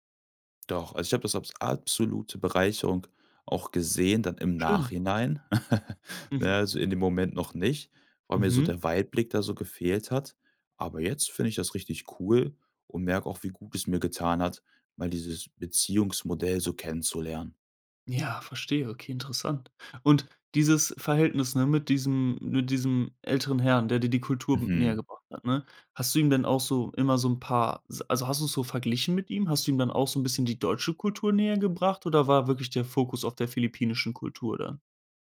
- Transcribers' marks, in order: "als" said as "abs"; chuckle
- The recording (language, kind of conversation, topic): German, podcast, Erzählst du von einer Person, die dir eine Kultur nähergebracht hat?